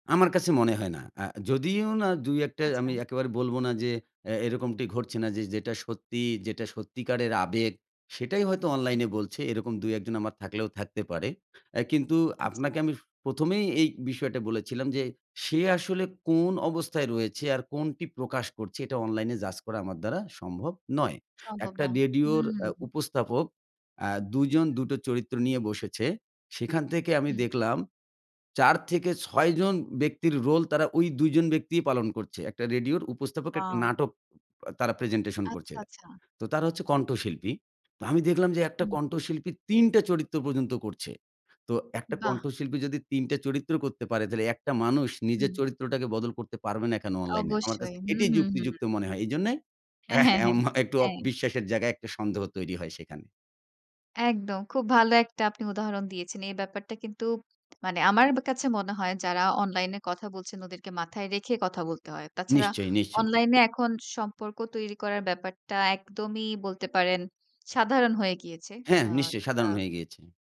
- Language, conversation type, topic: Bengali, podcast, অনলাইনে কারও সঙ্গে পরিচিত হওয়া আর মুখোমুখি পরিচিত হওয়ার মধ্যে আপনি সবচেয়ে বড় পার্থক্যটা কী মনে করেন?
- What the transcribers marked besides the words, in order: other background noise